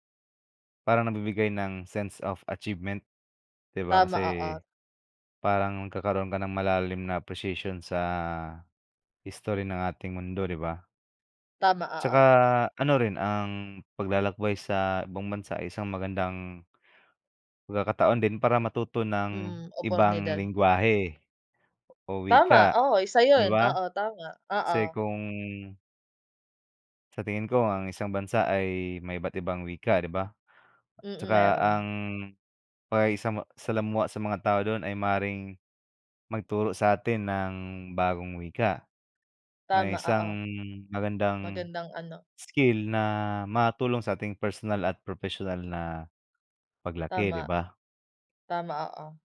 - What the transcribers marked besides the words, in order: "oportunidad" said as "opornidad"
- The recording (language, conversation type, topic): Filipino, unstructured, Mas gusto mo bang maglakbay sa ibang bansa o tuklasin ang sarili mong bayan?